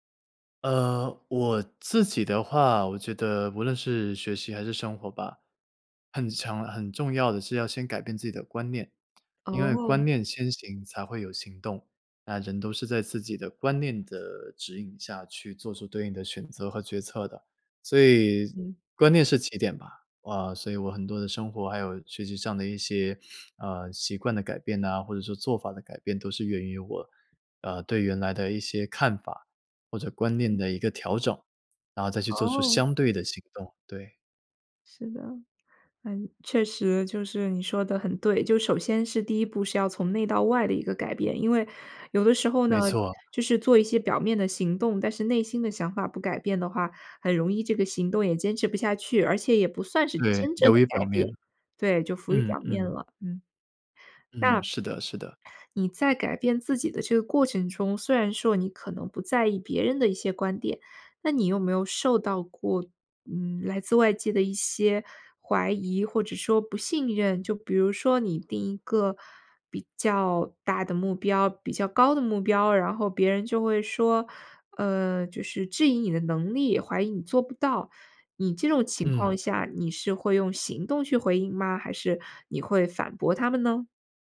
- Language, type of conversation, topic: Chinese, podcast, 怎样用行动证明自己的改变？
- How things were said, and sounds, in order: other noise; sniff